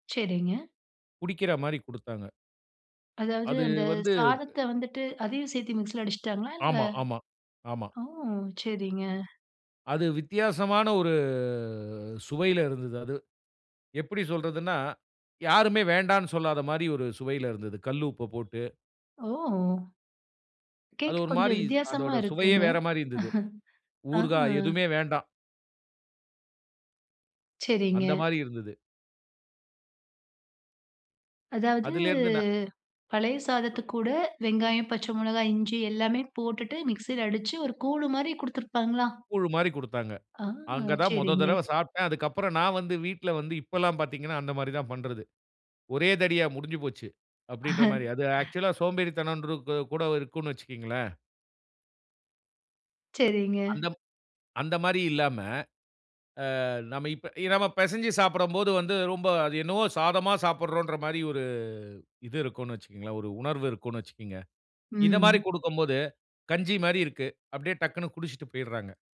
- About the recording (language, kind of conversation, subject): Tamil, podcast, மிச்சமான உணவை புதிதுபோல் சுவையாக மாற்றுவது எப்படி?
- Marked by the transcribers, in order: drawn out: "ஒரு"; chuckle; drawn out: "ஆ"; drawn out: "அதாவது"; other noise; "வீட்டுல" said as "வீட்ல"; "தடவையா" said as "தடியா"; chuckle; inhale; in English: "ஆக்சுவல்லா"